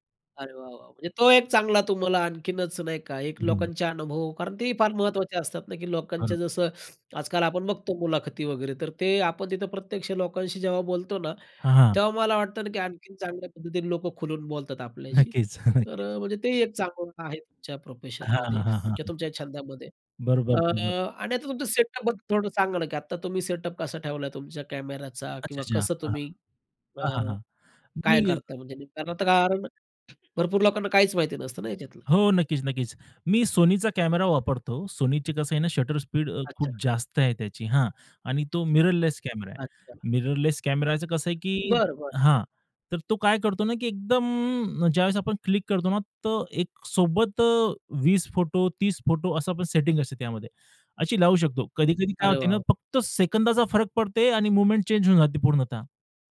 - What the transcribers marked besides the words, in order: other noise; chuckle; other background noise; in English: "सेटअप"; in English: "सेटअप"; tapping; in English: "शटर स्पीड"; in English: "मिररलेस"; in English: "मिररलेस"; in English: "मूव्हमेंट"
- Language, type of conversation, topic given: Marathi, podcast, मोकळ्या वेळेत तुम्हाला सहजपणे काय करायला किंवा बनवायला आवडतं?